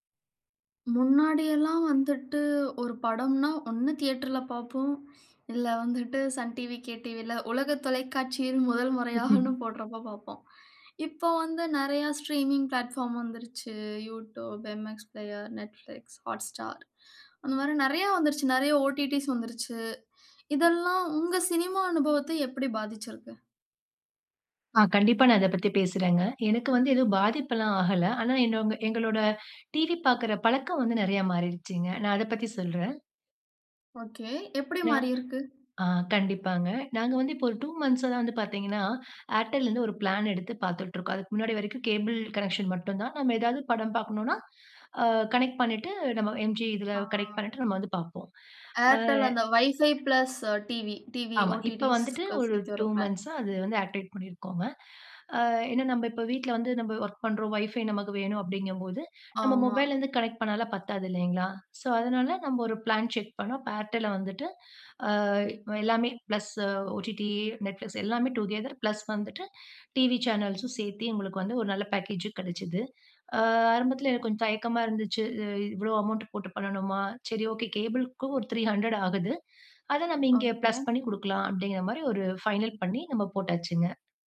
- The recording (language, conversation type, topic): Tamil, podcast, ஸ்ட்ரீமிங் தளங்கள் சினிமா அனுபவத்தை எவ்வாறு மாற்றியுள்ளன?
- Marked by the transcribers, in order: unintelligible speech; in English: "ஸ்ட்ரீமிங் பிளாட்பார்ம்"; in English: "YouTube, MX Player, Netflix, Hotstar"; in English: "OTTஸ்"; in English: "டூ மன்த்ஸ்சா"; in English: "எம் ஜி"; in English: "கனெக்ட்"; in English: "வைஃபை ஃபிளஸ் டிவி, டிவி OTTஸ்க்கு"; in English: "டூ மன்த்ஸ்சா"; in English: "ஆக்டிவேட்"; in English: "ஸோ"; in English: "டூகெதர் பிளஸ்"; in English: "பேக்கேஜு"; in English: "த்ரீ ஹன்ரெட்"